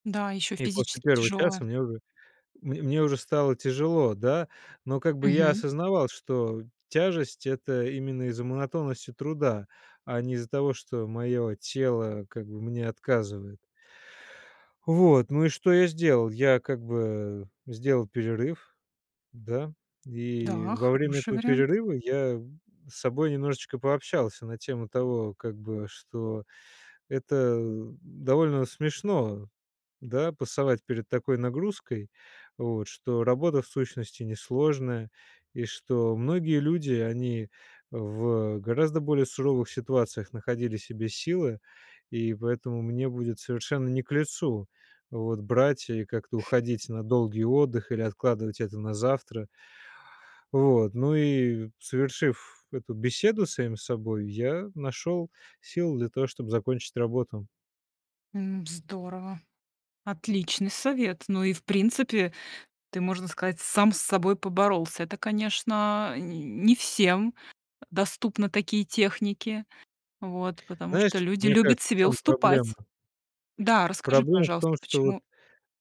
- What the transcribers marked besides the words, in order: other background noise; tapping
- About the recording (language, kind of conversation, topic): Russian, podcast, Как вы справляетесь с потерей мотивации и усталостью в трудные дни?